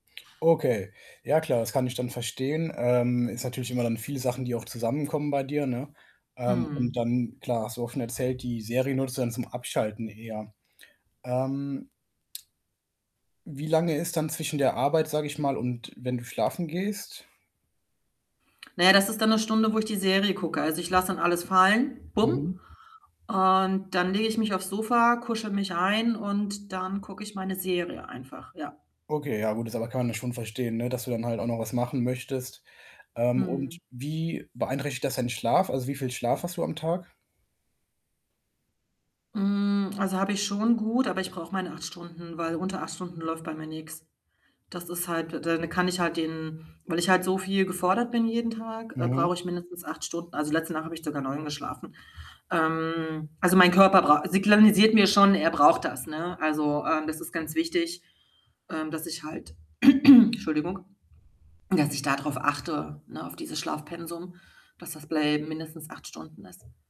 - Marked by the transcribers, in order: other background noise; static; other noise; drawn out: "Ähm"; throat clearing; distorted speech
- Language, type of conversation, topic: German, advice, Was kann mir helfen, abends besser abzuschalten und zur Ruhe zu kommen?
- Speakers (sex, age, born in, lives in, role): female, 45-49, Germany, Germany, user; male, 25-29, Germany, Germany, advisor